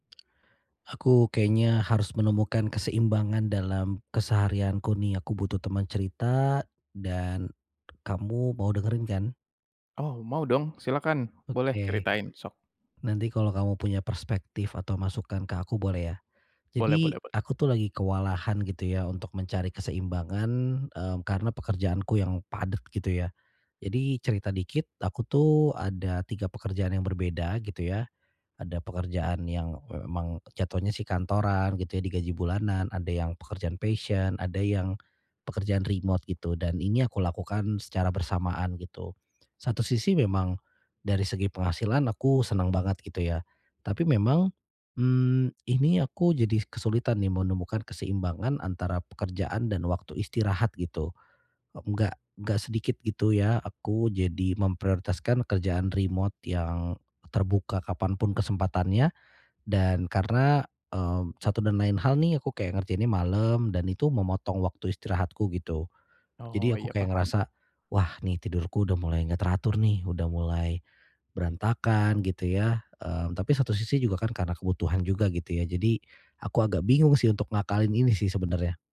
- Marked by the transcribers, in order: tapping; in English: "passion"
- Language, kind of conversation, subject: Indonesian, advice, Bagaimana cara menemukan keseimbangan yang sehat antara pekerjaan dan waktu istirahat setiap hari?